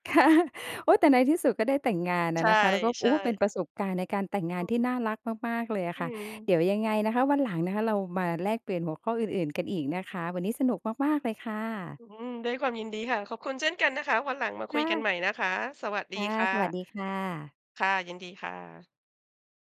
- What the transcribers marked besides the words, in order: laughing while speaking: "ค่ะ"
- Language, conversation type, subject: Thai, podcast, ประสบการณ์ชีวิตแต่งงานของคุณเป็นอย่างไร เล่าให้ฟังได้ไหม?